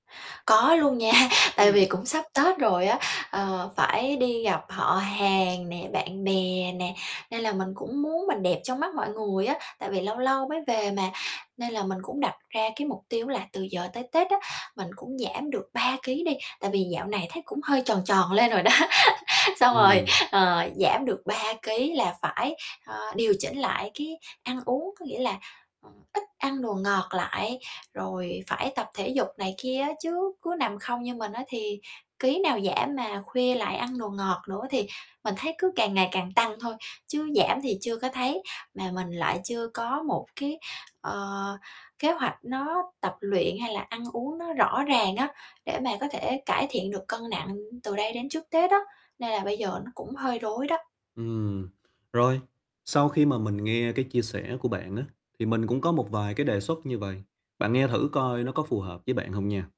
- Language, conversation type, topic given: Vietnamese, advice, Làm sao để biết mình đang ăn vì cảm xúc hay vì đói thật?
- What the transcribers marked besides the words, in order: laugh; distorted speech; tapping; laughing while speaking: "lên rồi đó"; laugh; laughing while speaking: "rồi"; other background noise; static